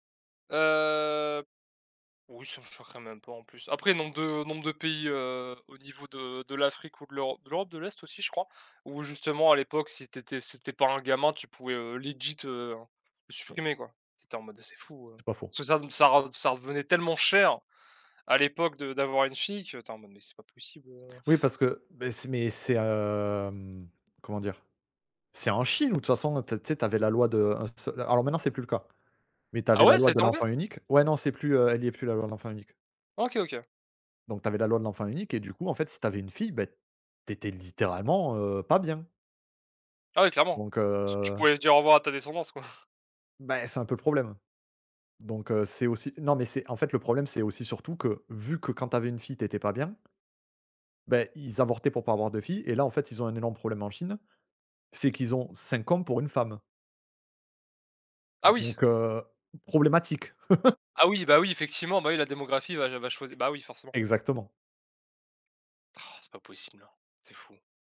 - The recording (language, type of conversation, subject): French, unstructured, Qu’est-ce qui te choque dans certaines pratiques médicales du passé ?
- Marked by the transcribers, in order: drawn out: "Heu"; in English: "legit"; blowing; stressed: "pas bien"; stressed: "clairement"; chuckle; surprised: "Ah oui !"; chuckle; other background noise